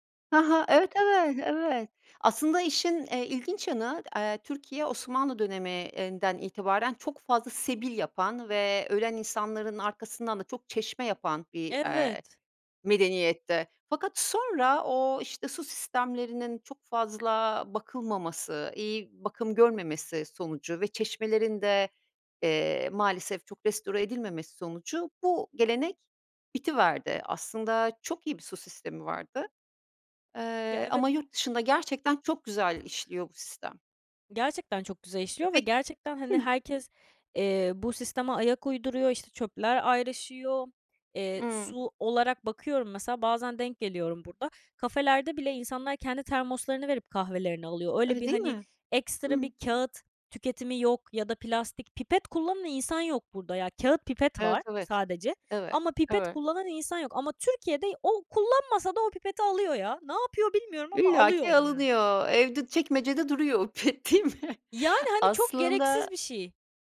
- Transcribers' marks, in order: tapping; unintelligible speech; laughing while speaking: "değil mi?"
- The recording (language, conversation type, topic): Turkish, podcast, Günlük hayatta atıkları azaltmak için neler yapıyorsun, anlatır mısın?